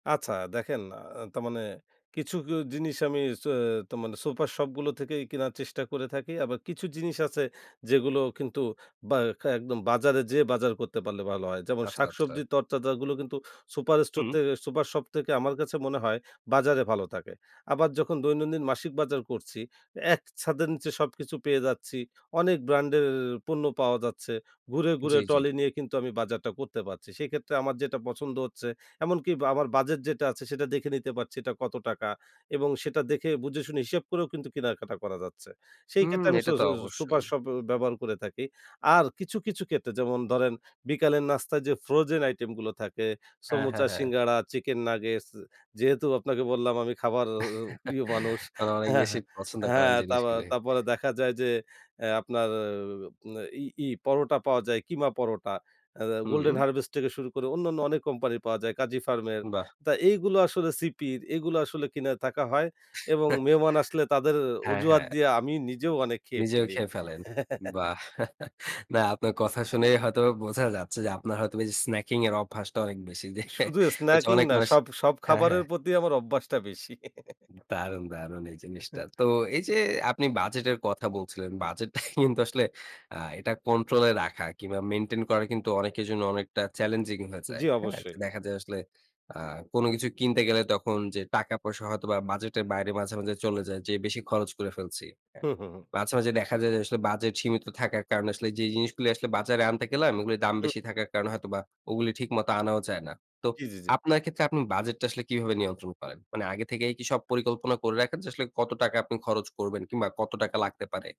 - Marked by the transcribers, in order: chuckle; chuckle; chuckle; laughing while speaking: "না, আপনার কথা শুনে হয়তোবা … হচ্ছে অনেক মানুষ"; giggle; other background noise; chuckle; giggle; chuckle; sneeze
- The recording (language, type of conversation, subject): Bengali, podcast, বাজারে যাওয়ার আগে খাবারের তালিকা ও কেনাকাটার পরিকল্পনা কীভাবে করেন?